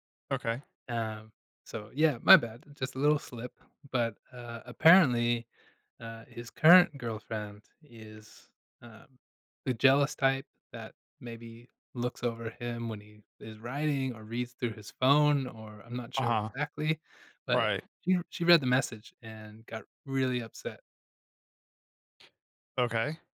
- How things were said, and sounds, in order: none
- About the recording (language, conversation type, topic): English, advice, How should I apologize after sending a message to the wrong person?
- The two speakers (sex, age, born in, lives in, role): male, 35-39, United States, United States, user; male, 40-44, United States, United States, advisor